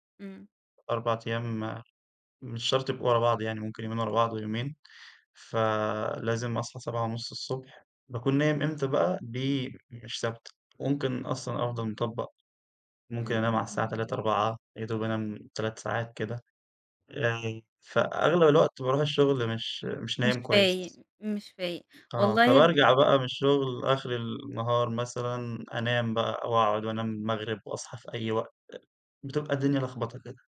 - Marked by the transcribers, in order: tapping
- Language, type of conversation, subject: Arabic, advice, إزاي جدول نومك المتقلب بيأثر على نشاطك وتركيزك كل يوم؟